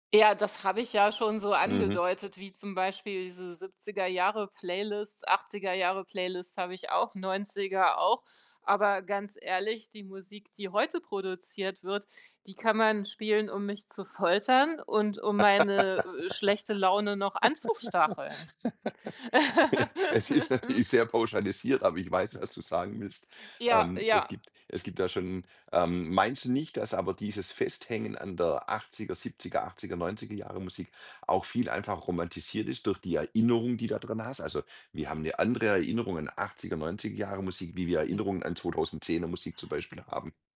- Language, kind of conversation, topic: German, podcast, Was hörst du, um schlechte Laune loszuwerden?
- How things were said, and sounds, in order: laugh; laugh